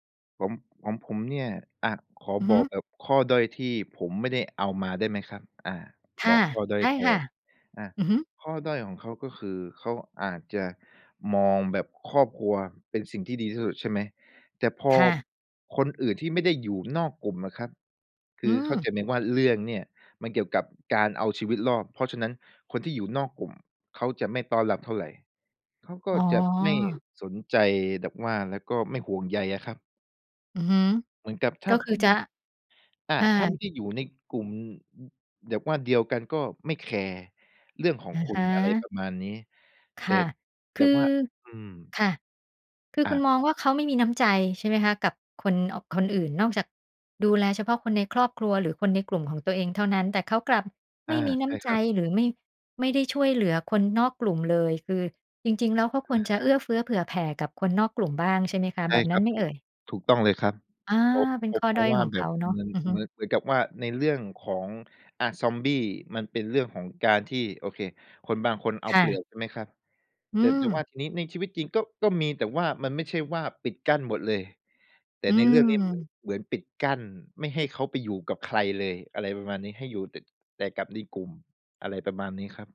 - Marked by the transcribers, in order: none
- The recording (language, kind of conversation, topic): Thai, podcast, มีตัวละครตัวไหนที่คุณใช้เป็นแรงบันดาลใจบ้าง เล่าให้ฟังได้ไหม?